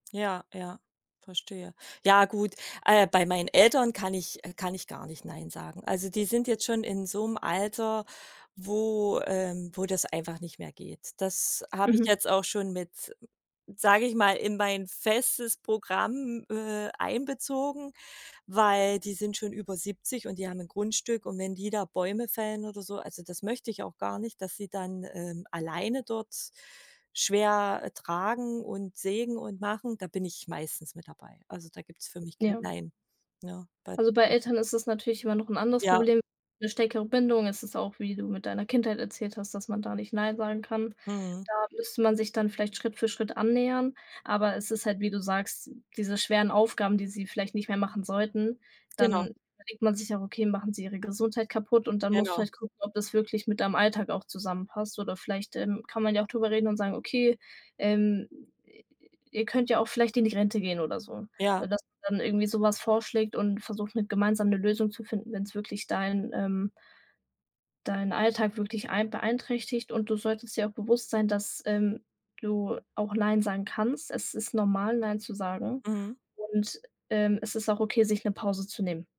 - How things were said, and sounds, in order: tapping; other background noise; unintelligible speech
- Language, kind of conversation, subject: German, advice, Wie kann ich Nein sagen und meine Grenzen ausdrücken, ohne mich schuldig zu fühlen?